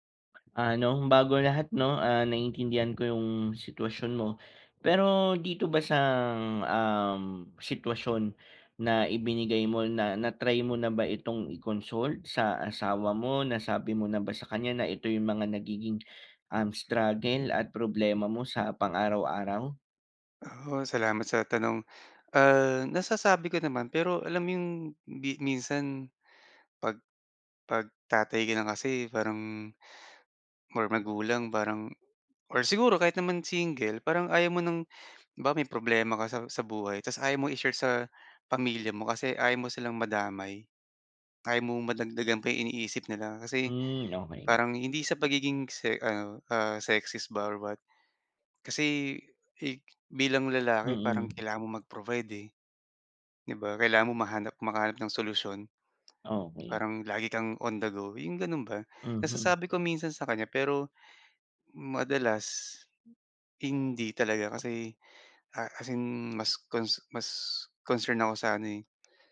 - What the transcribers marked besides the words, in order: in English: "sexist"; wind
- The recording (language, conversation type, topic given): Filipino, advice, Paano ko matatanggap ang mga bagay na hindi ko makokontrol?